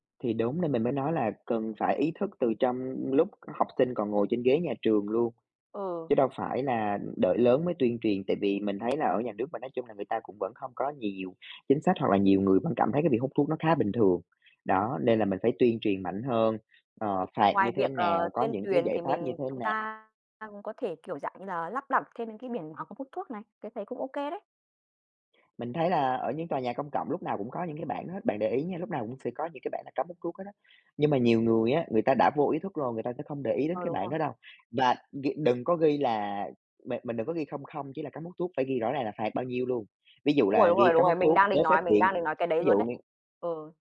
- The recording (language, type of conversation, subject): Vietnamese, unstructured, Bạn có cảm thấy khó chịu khi có người hút thuốc ở nơi công cộng không?
- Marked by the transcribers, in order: tapping; other background noise